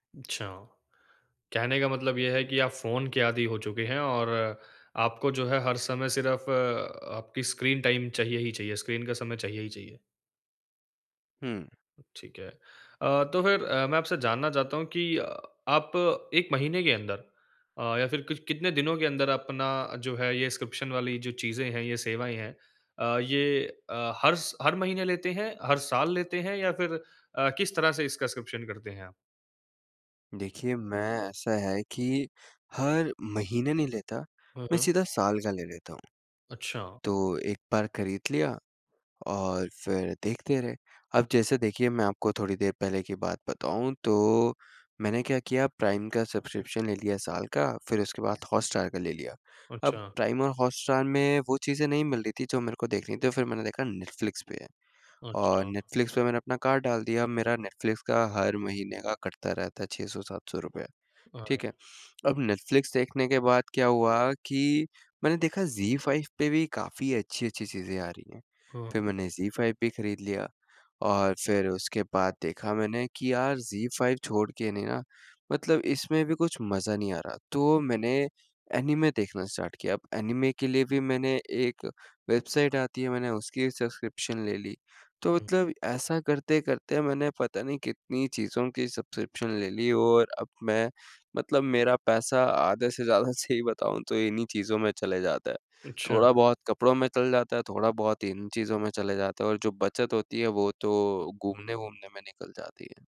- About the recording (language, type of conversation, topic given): Hindi, advice, कम चीज़ों में संतोष खोजना
- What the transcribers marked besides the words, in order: in English: "स्क्रीन टाइम"; in English: "स्क्रिप्शन"; in English: "स्क्रिप्शन"; in English: "सब्सक्रिप्शन"; in English: "स्टार्ट"; other noise; in English: "सब्सक्रिप्शन"